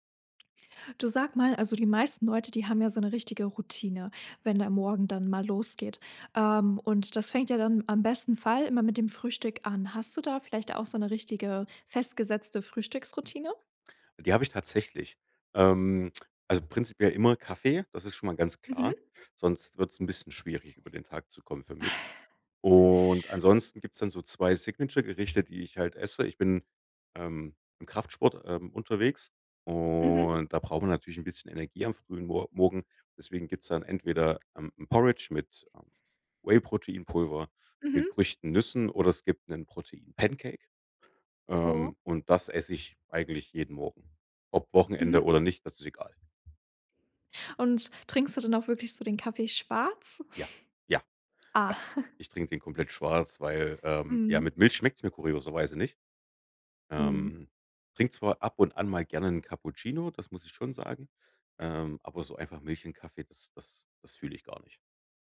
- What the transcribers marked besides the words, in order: other background noise; snort; drawn out: "Und"; in English: "Signature"; drawn out: "und"; snort; chuckle
- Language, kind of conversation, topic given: German, podcast, Wie sieht deine Frühstücksroutine aus?
- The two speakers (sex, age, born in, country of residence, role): female, 18-19, Germany, Germany, host; male, 35-39, Germany, Germany, guest